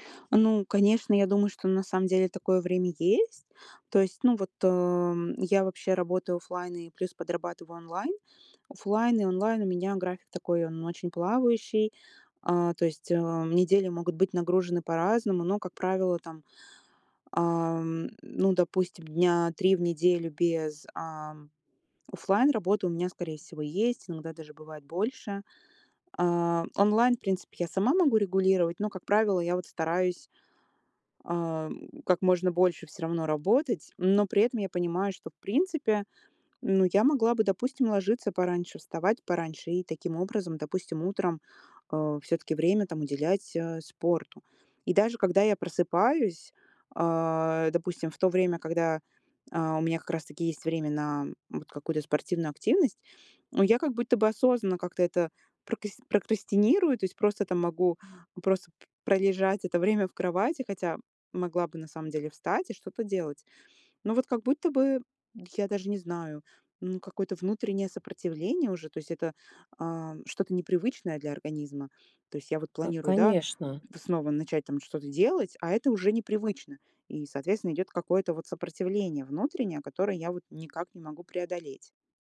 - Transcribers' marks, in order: other background noise; tapping
- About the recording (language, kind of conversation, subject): Russian, advice, Как мне выработать привычку регулярно заниматься спортом без чрезмерных усилий?